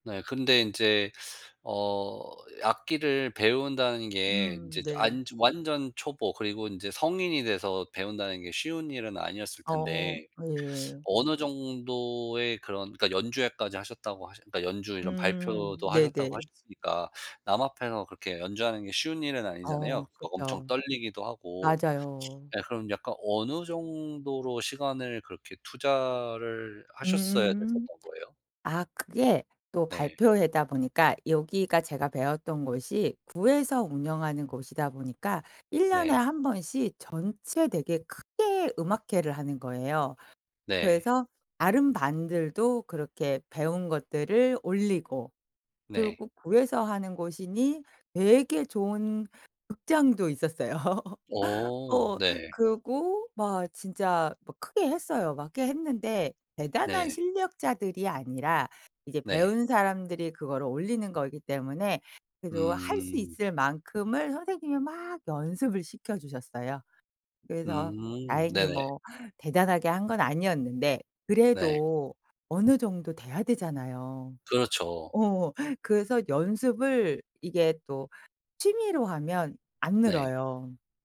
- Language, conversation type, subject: Korean, podcast, 그 취미는 어떻게 시작하게 되셨어요?
- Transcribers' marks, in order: teeth sucking; laughing while speaking: "있었어요"; laugh; other background noise